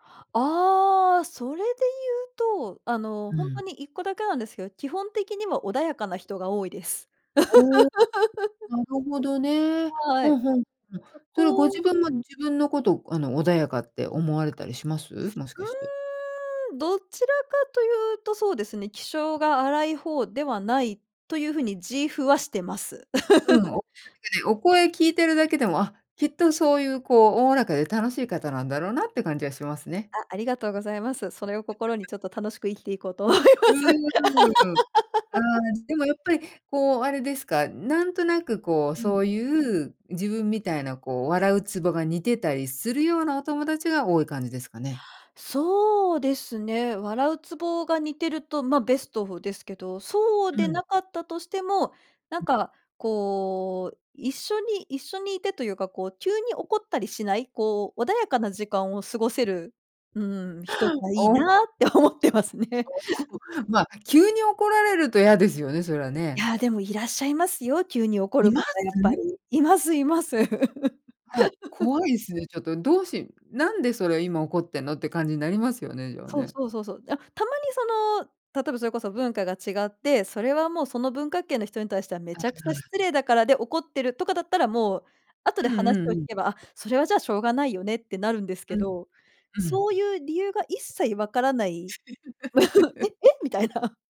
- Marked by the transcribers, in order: laugh; laugh; other background noise; laughing while speaking: "思います"; laugh; other noise; tapping; laughing while speaking: "思ってますね"; laugh; laugh; laughing while speaking: "みたいな"
- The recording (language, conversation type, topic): Japanese, podcast, 共通点を見つけるためには、どのように会話を始めればよいですか?